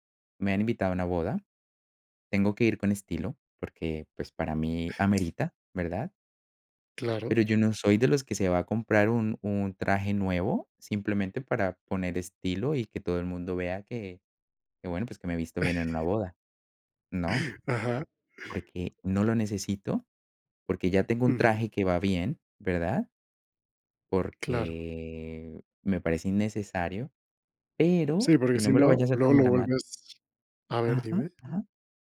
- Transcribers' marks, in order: tapping; chuckle
- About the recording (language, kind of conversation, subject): Spanish, podcast, ¿Qué pesa más para ti: la comodidad o el estilo?